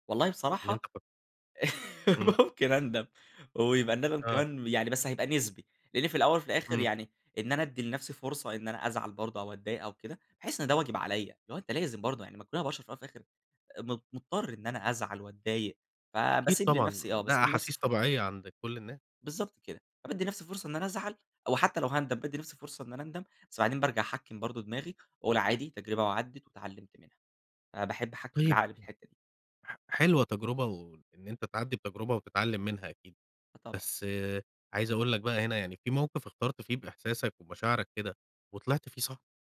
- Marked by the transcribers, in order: laugh; laughing while speaking: "ممكن أندم"
- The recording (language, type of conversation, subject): Arabic, podcast, إزاي بتوازن بين مشاعرك ومنطقك وإنت بتاخد قرار؟